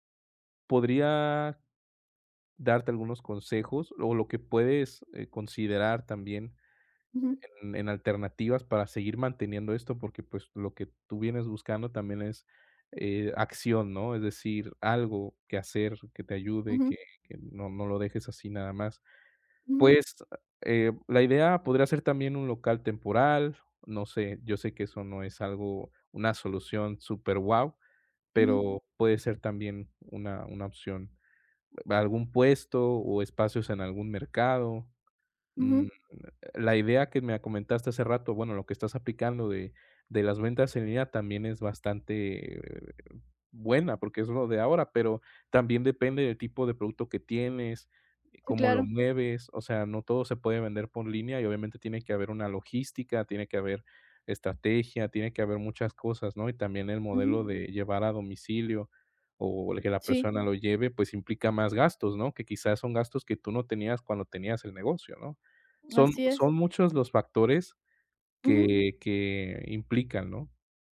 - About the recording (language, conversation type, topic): Spanish, advice, ¿Cómo estás manejando la incertidumbre tras un cambio inesperado de trabajo?
- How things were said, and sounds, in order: other background noise